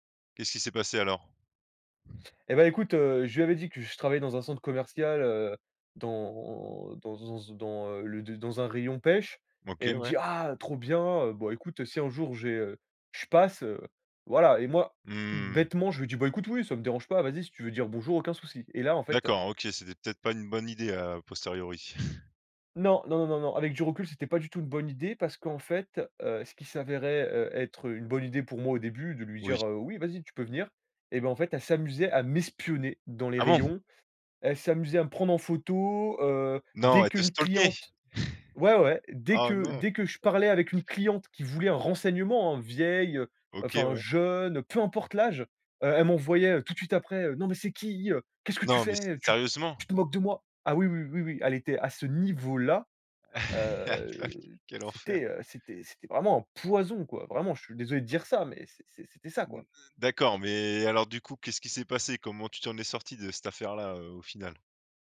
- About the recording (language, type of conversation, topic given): French, podcast, As-tu déjà perdu quelque chose qui t’a finalement apporté autre chose ?
- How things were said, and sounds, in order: tapping; other background noise; laugh; drawn out: "heu"